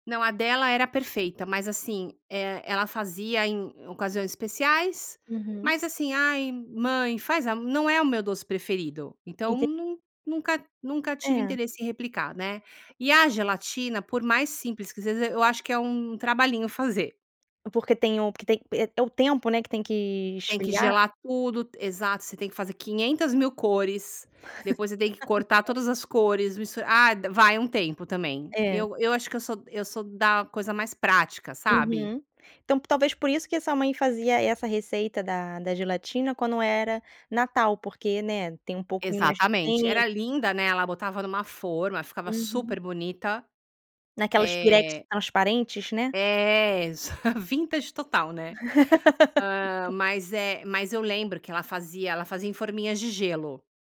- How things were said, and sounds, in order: other background noise; laugh; laugh; in English: "vintage"; laugh
- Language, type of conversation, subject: Portuguese, podcast, Que prato dos seus avós você ainda prepara?